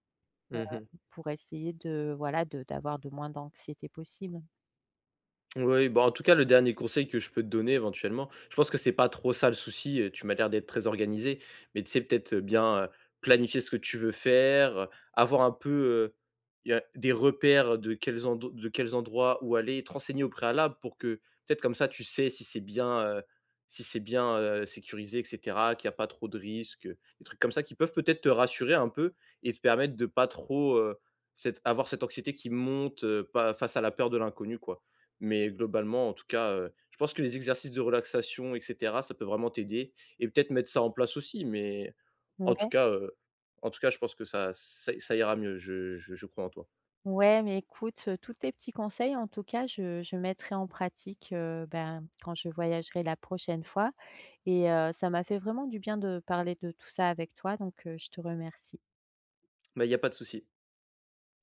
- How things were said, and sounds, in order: tapping
- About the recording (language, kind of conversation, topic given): French, advice, Comment puis-je réduire mon anxiété liée aux voyages ?
- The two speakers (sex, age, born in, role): female, 45-49, France, user; male, 20-24, France, advisor